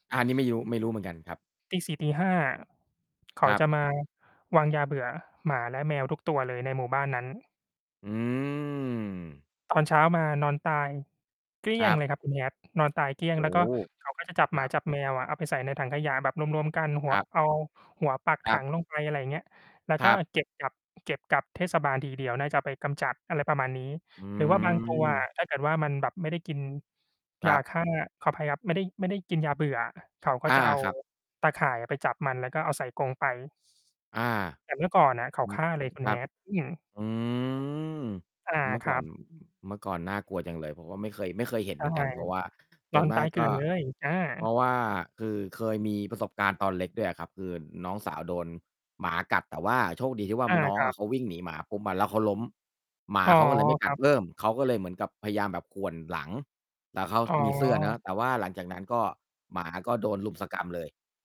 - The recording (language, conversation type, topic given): Thai, unstructured, สัตว์จรจัดส่งผลกระทบต่อชุมชนอย่างไรบ้าง?
- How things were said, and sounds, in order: other background noise; distorted speech; drawn out: "อืม"; tapping